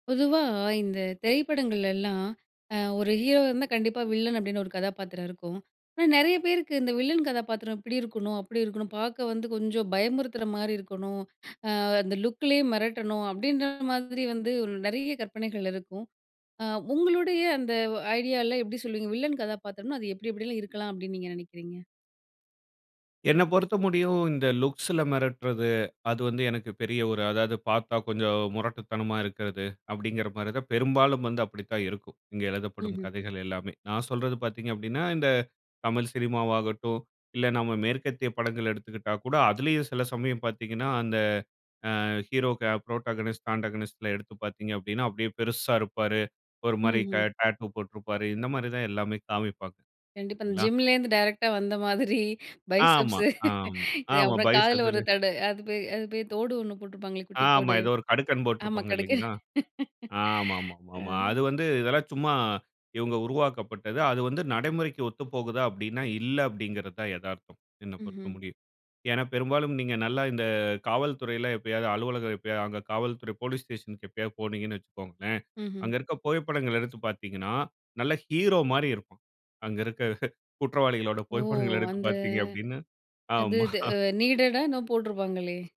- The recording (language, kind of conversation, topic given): Tamil, podcast, வில்லன் கதாபாத்திரத்தை எப்படி வடிவமைக்கலாம்?
- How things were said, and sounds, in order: in English: "லுக்குலயே"; in English: "ஐடியால"; in English: "புரோட்டகோனிஸ்ட், ஆடகோனிஸ்ட்"; in English: "ஜிம்லேருந்து டைரக்ட்டா"; in English: "பைசெப்ஸு"; in English: "பைசெப்ஸதுலே"; laugh; laugh; laughing while speaking: "அங்க இருக்க புகைப்படங்கள எடுத்து பார்த்தீங்கன்னா … பார்த்தீங்க அப்டின்னு ஆமா"; in English: "நீடடா"